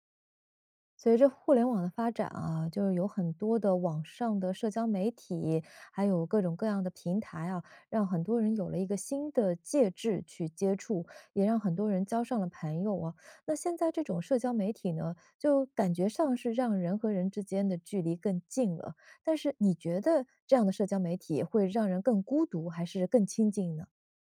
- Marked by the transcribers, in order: stressed: "介质"
- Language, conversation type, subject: Chinese, podcast, 你觉得社交媒体让人更孤独还是更亲近？